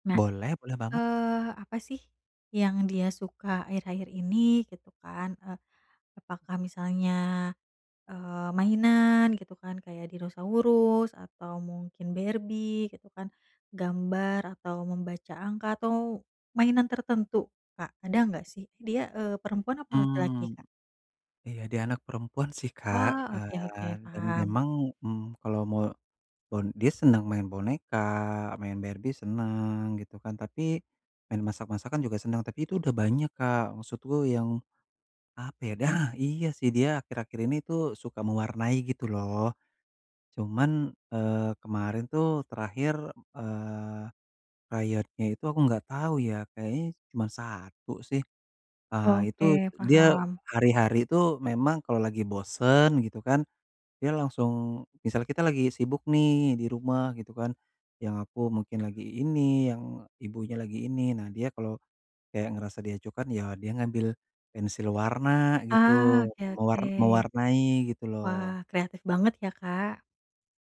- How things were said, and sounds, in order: none
- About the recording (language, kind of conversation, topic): Indonesian, advice, Bagaimana cara menemukan hadiah yang benar-benar bermakna untuk seseorang?